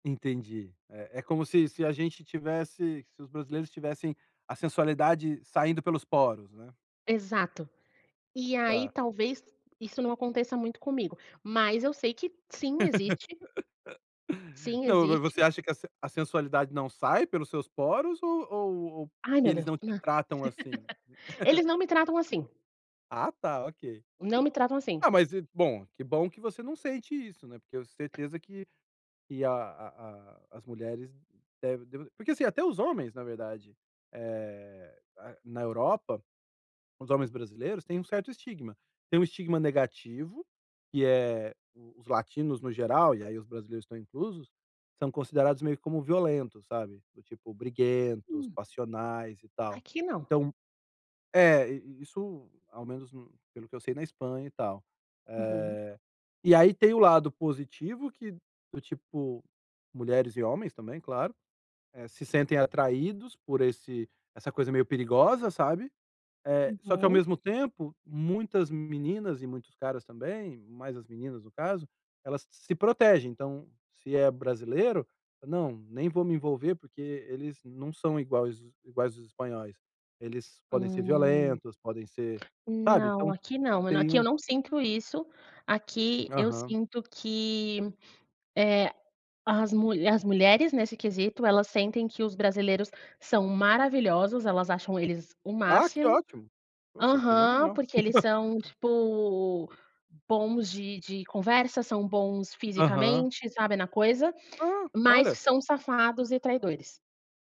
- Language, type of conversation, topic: Portuguese, podcast, Qual encontro com um morador local te marcou e por quê?
- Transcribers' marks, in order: other background noise; tapping; laugh; laugh; chuckle; chuckle